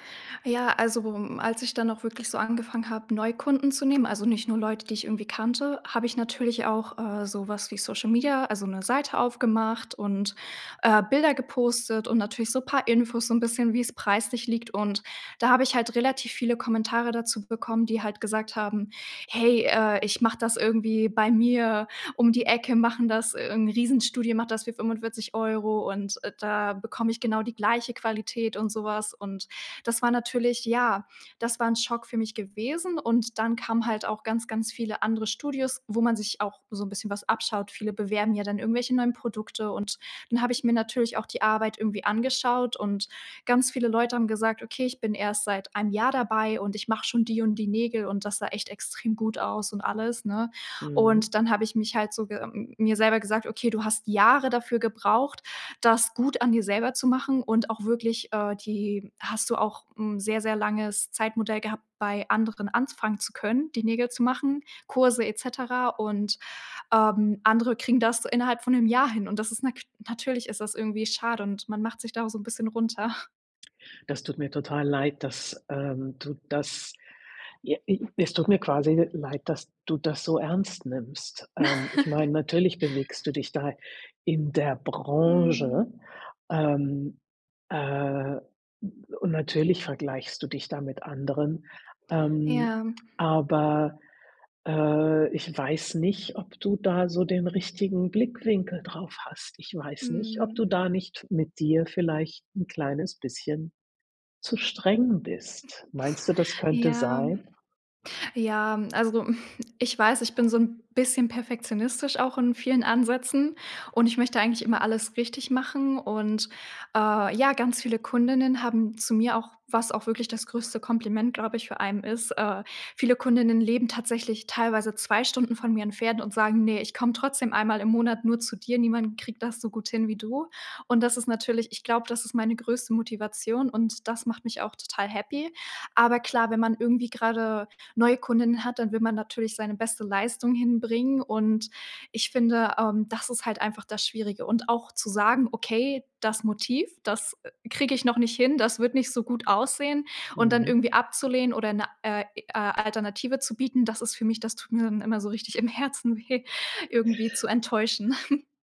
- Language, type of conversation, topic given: German, advice, Wie blockiert der Vergleich mit anderen deine kreative Arbeit?
- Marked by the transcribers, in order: other background noise; chuckle; other noise; chuckle